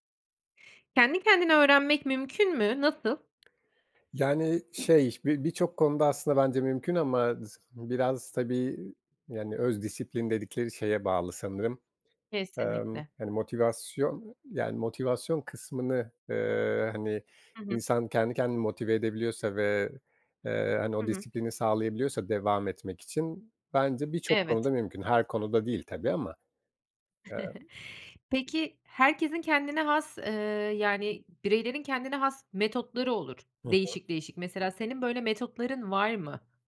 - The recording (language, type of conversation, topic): Turkish, podcast, Kendi kendine öğrenmek mümkün mü, nasıl?
- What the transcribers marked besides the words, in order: chuckle